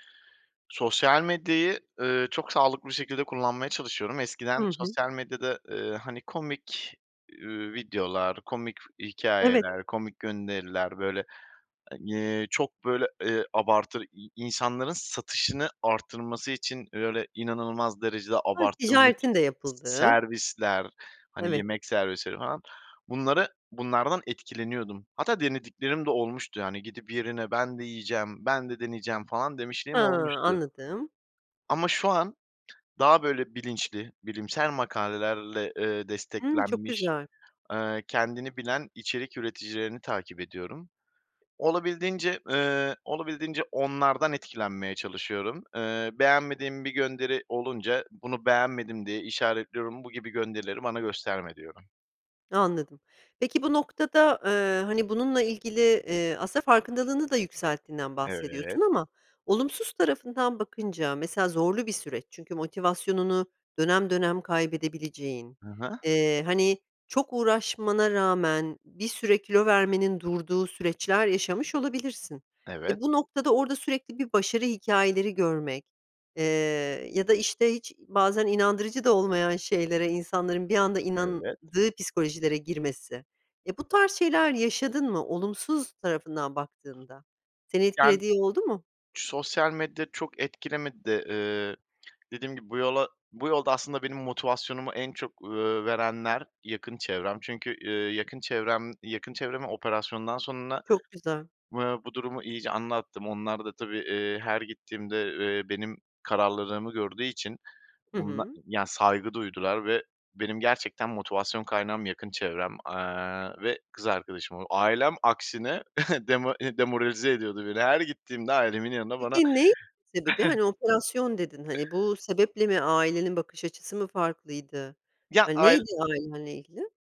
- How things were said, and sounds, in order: tapping; other background noise; chuckle; chuckle
- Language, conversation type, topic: Turkish, podcast, Sağlıklı beslenmeyi günlük hayatına nasıl entegre ediyorsun?